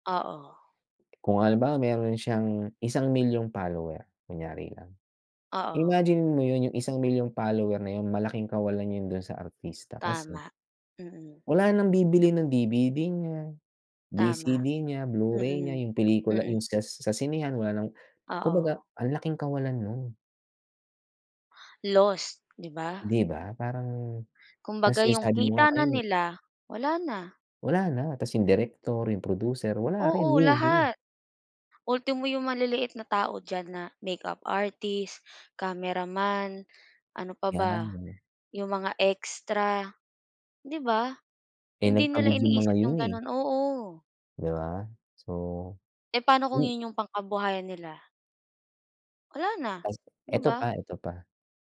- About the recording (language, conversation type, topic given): Filipino, unstructured, Ano ang tingin mo sa epekto ng midyang panlipunan sa sining sa kasalukuyan?
- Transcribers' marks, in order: none